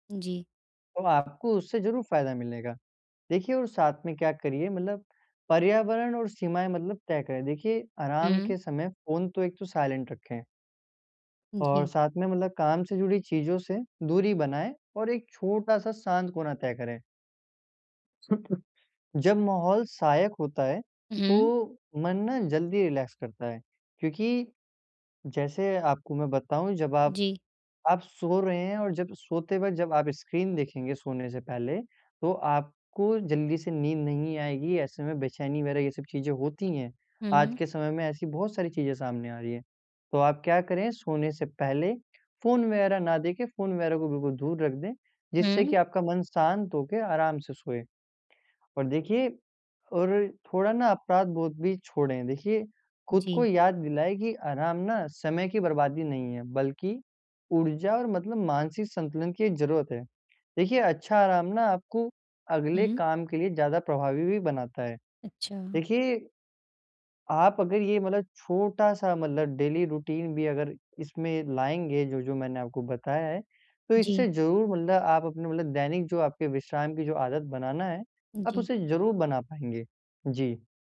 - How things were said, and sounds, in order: chuckle; in English: "रिलैक्स"; in English: "डेली रूटीन"
- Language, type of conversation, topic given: Hindi, advice, मैं रोज़ाना आराम के लिए समय कैसे निकालूँ और इसे आदत कैसे बनाऊँ?
- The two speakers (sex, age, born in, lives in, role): female, 20-24, India, India, user; male, 18-19, India, India, advisor